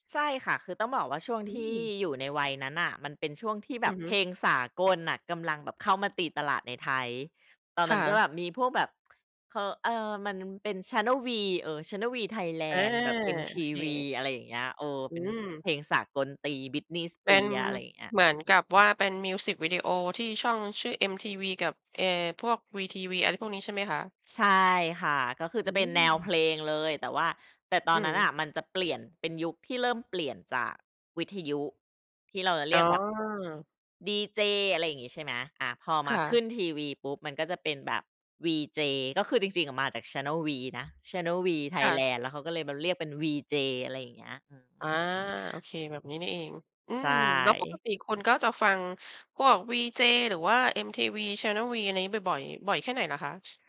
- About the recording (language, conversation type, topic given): Thai, podcast, ดนตรีกับความทรงจำของคุณเกี่ยวพันกันอย่างไร?
- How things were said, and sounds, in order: other background noise